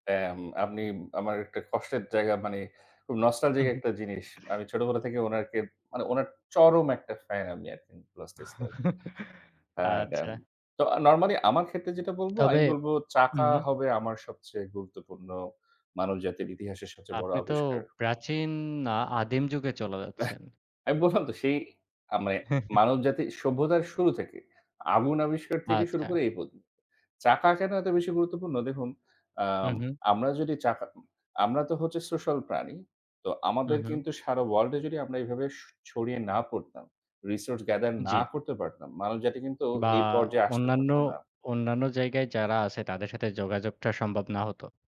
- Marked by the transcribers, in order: tapping; unintelligible speech; chuckle; "বললাম" said as "বোঝাম"; chuckle
- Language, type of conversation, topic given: Bengali, unstructured, তোমার মতে, মানব ইতিহাসের সবচেয়ে বড় আবিষ্কার কোনটি?